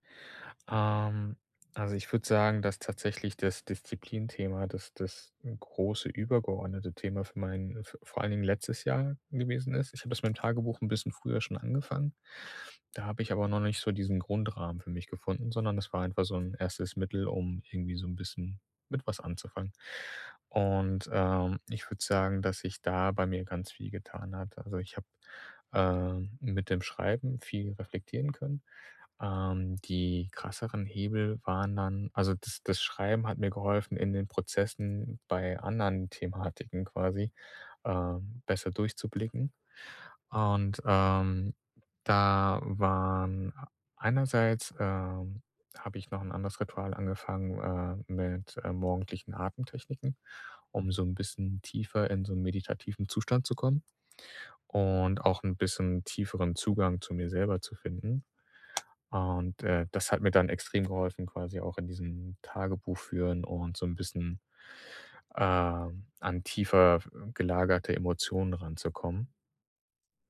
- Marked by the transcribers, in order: other background noise
- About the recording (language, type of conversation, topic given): German, podcast, Welche kleine Entscheidung führte zu großen Veränderungen?
- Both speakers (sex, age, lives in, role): female, 40-44, Germany, host; male, 30-34, Germany, guest